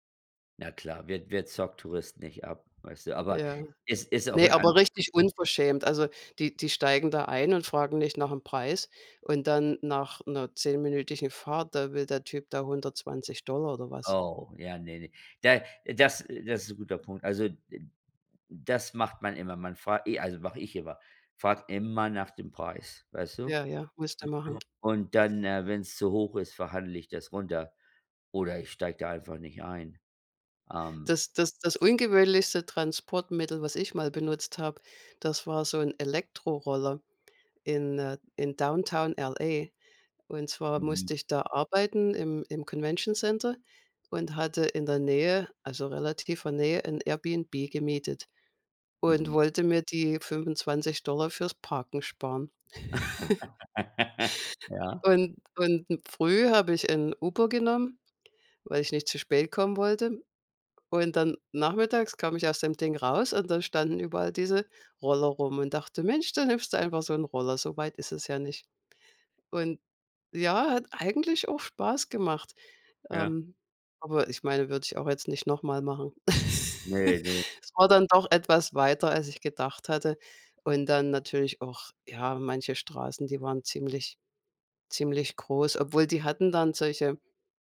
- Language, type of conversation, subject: German, unstructured, Was war das ungewöhnlichste Transportmittel, das du je benutzt hast?
- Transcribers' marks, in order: throat clearing; in English: "Convention Center"; chuckle; laugh; chuckle